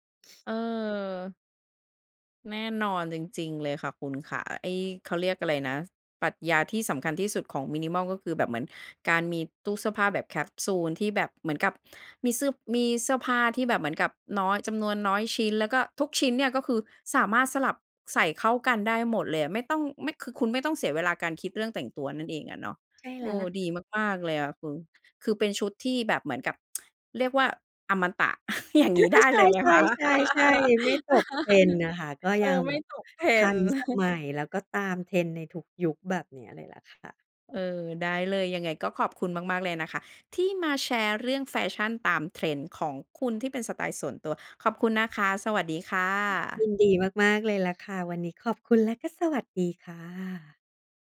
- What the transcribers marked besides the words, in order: other background noise; joyful: "อา ๆ ใช่ ๆ ๆ ๆ"; tsk; chuckle; laughing while speaking: "อย่างงี้"; laugh; chuckle
- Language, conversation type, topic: Thai, podcast, คุณคิดว่าเราควรแต่งตัวตามกระแสแฟชั่นหรือยึดสไตล์ของตัวเองมากกว่ากัน?